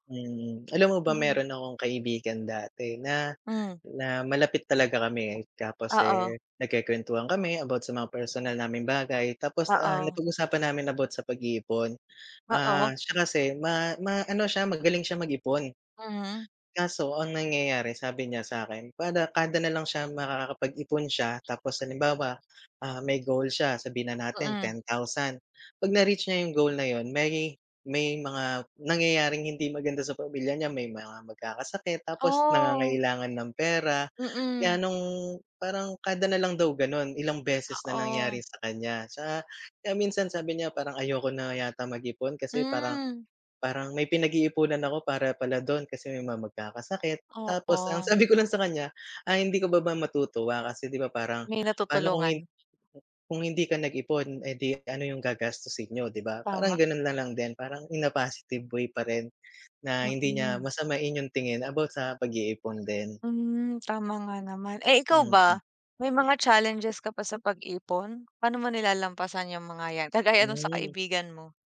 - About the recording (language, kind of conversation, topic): Filipino, unstructured, Ano ang paborito mong paraan ng pag-iipon?
- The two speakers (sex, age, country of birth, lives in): female, 25-29, Philippines, Philippines; male, 35-39, Philippines, Philippines
- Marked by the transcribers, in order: alarm; tapping; other background noise; laughing while speaking: "sabi ko lang sa"; laughing while speaking: "kagaya"